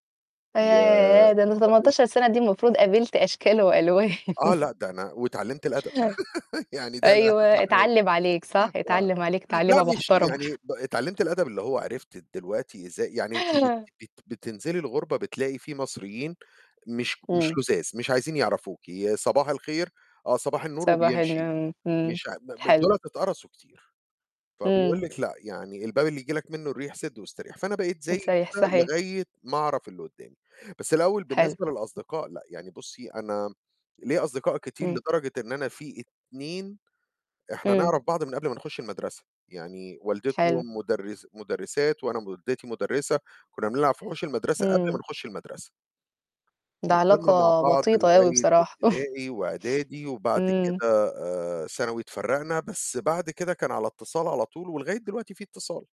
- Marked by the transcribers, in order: unintelligible speech; laugh; laughing while speaking: "يعني ده الأهَم حاجة"; chuckle
- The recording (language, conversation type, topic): Arabic, unstructured, هل عمرك حسّيت بالخذلان من صاحب قريب منك؟